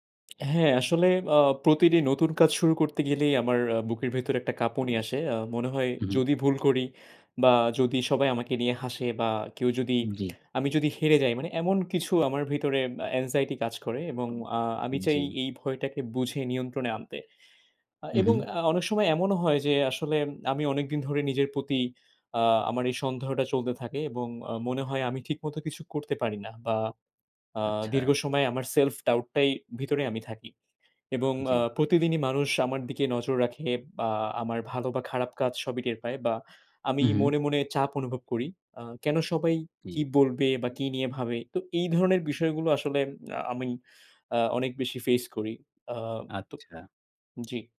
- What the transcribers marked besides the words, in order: tapping; lip smack; other background noise; horn; in English: "self doubt"
- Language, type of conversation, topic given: Bengali, advice, অনিশ্চয়তা হলে কাজে হাত কাঁপে, শুরু করতে পারি না—আমি কী করব?